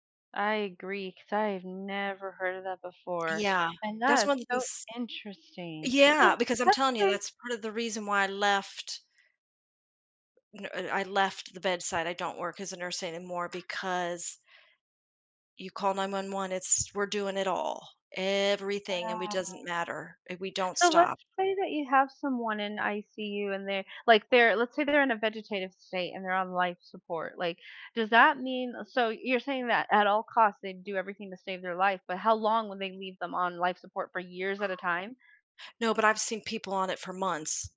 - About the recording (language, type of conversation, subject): English, unstructured, How do people cope with their feelings toward medical professionals after a loss?
- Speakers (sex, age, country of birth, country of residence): female, 35-39, United States, United States; female, 50-54, United States, United States
- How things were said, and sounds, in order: stressed: "interesting"; tapping; drawn out: "Everything"; blowing